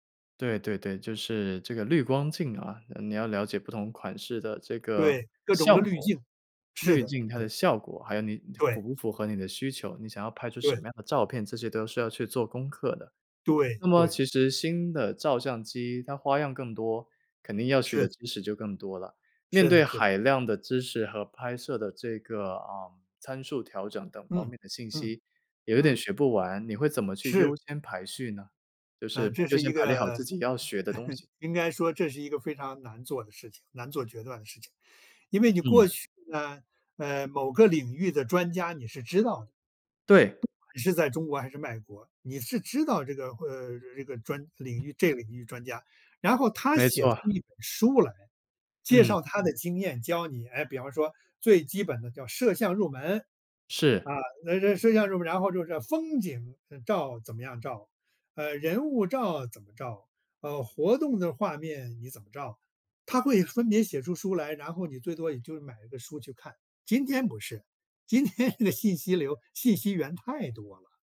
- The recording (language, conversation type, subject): Chinese, podcast, 面对信息爆炸时，你会如何筛选出值得重新学习的内容？
- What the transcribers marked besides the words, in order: chuckle; "外国" said as "卖国"; tapping; laughing while speaking: "的"